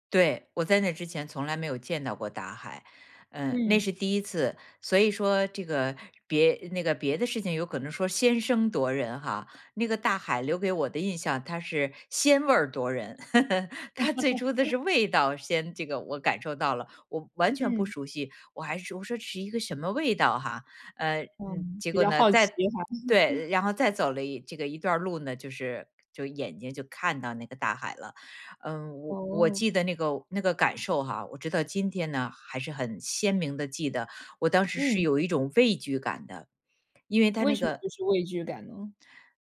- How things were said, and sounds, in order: chuckle; other background noise; chuckle; chuckle
- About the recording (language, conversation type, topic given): Chinese, podcast, 你第一次看到大海时是什么感觉？